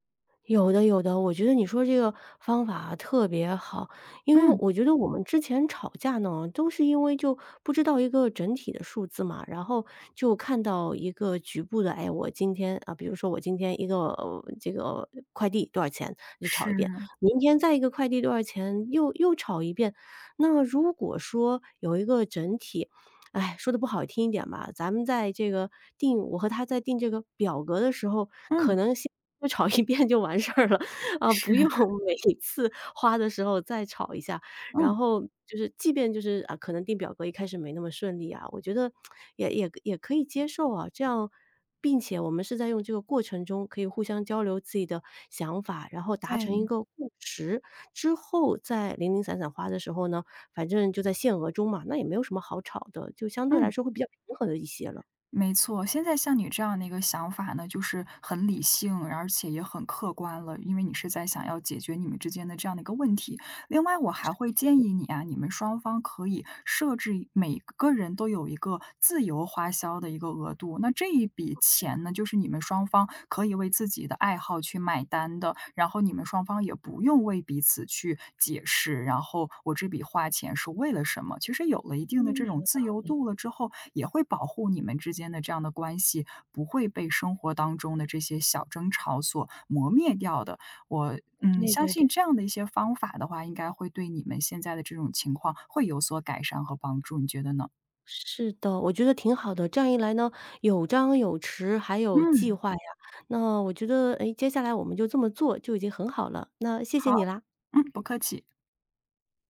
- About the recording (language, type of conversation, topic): Chinese, advice, 你和伴侣因日常开支意见不合、总是争吵且难以达成共识时，该怎么办？
- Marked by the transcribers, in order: laughing while speaking: "吵一遍就完事了，啊，不用每次"; other background noise; tsk